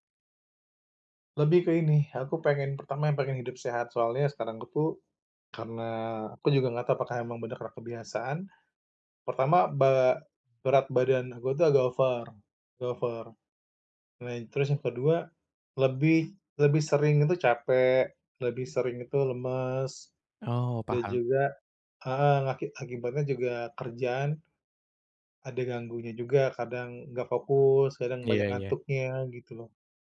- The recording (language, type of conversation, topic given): Indonesian, advice, Bagaimana cara membangun kebiasaan disiplin diri yang konsisten?
- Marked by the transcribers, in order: none